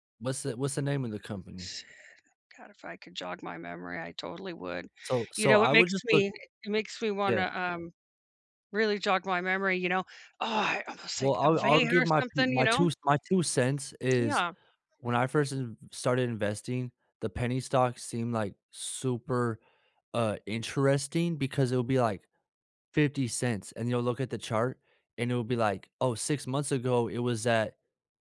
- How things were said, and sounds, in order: other background noise
- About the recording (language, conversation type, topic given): English, unstructured, How do you like sharing resources for the common good?